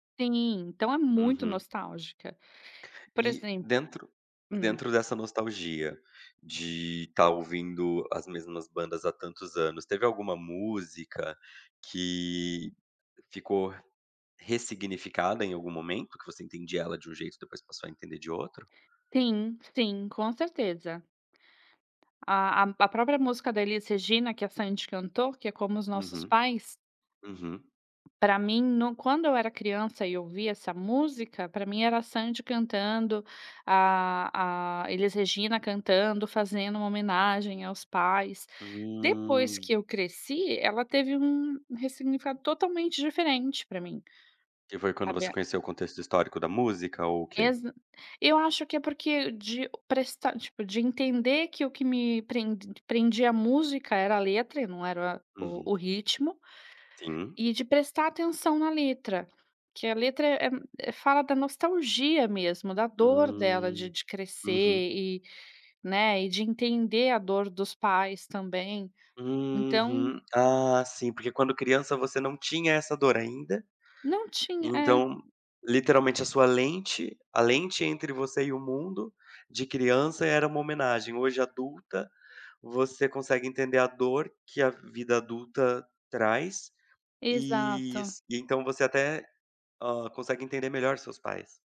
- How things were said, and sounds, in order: drawn out: "que"; tapping; drawn out: "Uhum"; other background noise
- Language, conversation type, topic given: Portuguese, podcast, Questão sobre o papel da nostalgia nas escolhas musicais